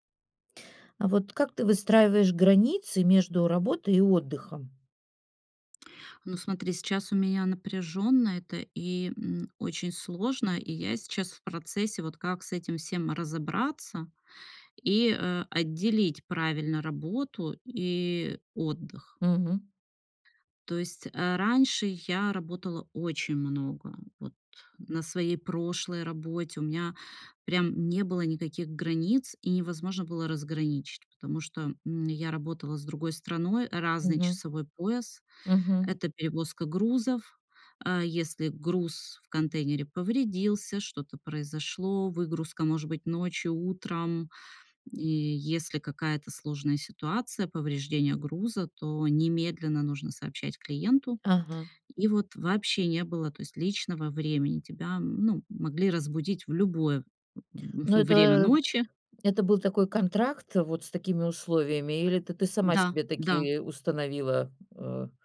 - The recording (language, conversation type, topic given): Russian, podcast, Как вы выстраиваете границы между работой и отдыхом?
- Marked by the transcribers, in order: tapping; other background noise; grunt; laughing while speaking: "в время"